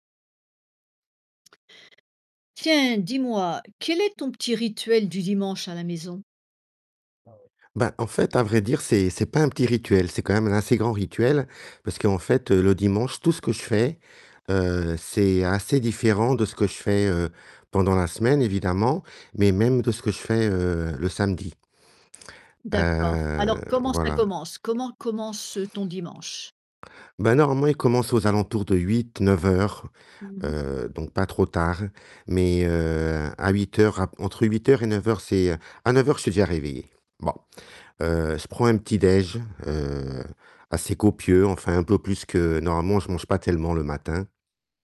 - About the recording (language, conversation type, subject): French, podcast, Quel est ton rituel du dimanche à la maison ?
- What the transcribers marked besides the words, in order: distorted speech; drawn out: "heu"; tapping